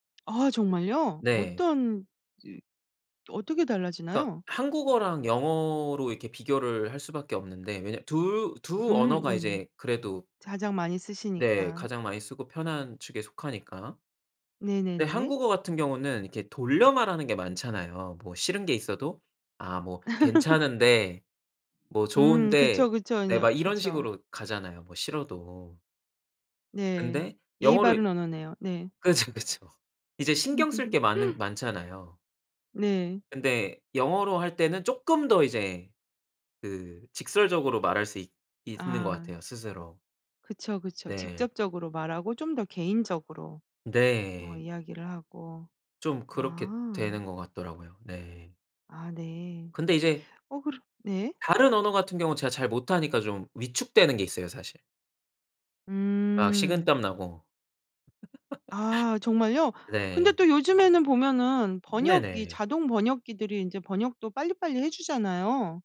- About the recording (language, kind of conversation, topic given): Korean, podcast, 언어가 당신에게 어떤 의미인가요?
- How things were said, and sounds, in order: tapping; other background noise; laugh; laughing while speaking: "그쵸, 그쵸"; laugh; laugh